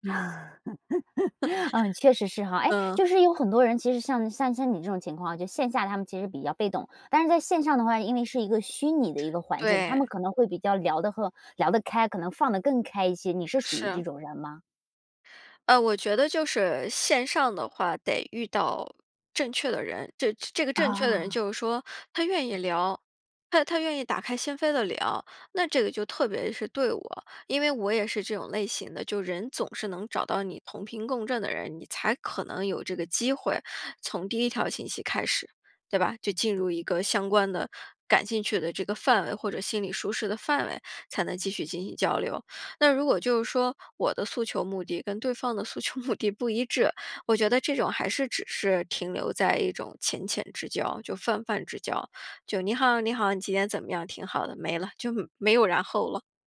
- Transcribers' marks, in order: laugh; laughing while speaking: "诉求目的"
- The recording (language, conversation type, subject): Chinese, podcast, 你会如何建立真实而深度的人际联系？